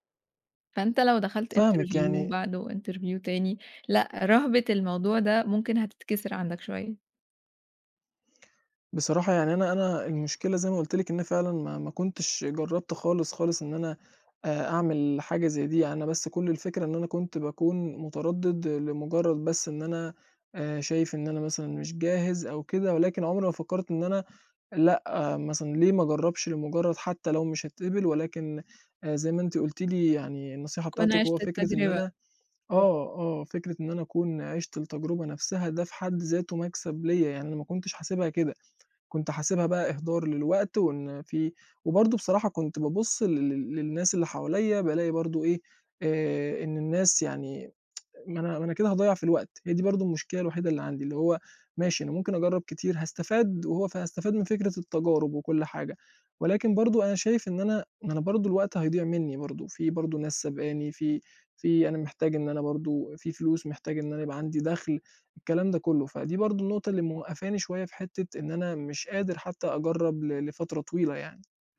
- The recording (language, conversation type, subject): Arabic, advice, إزاي أتغلب على ترددي إني أقدّم على شغلانة جديدة عشان خايف من الرفض؟
- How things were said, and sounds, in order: in English: "interview"; in English: "interview"; tsk